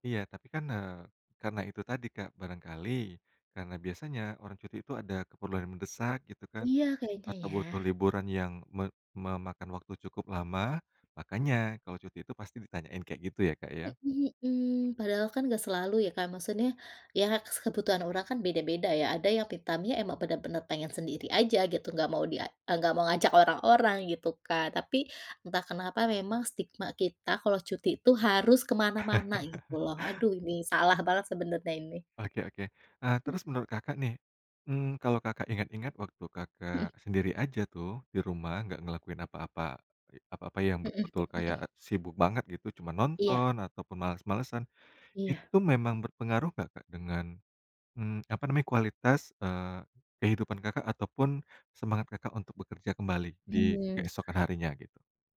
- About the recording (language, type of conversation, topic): Indonesian, podcast, Pernah nggak kamu merasa bersalah saat meluangkan waktu untuk diri sendiri?
- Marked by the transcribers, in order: in English: "me time-nya"; laugh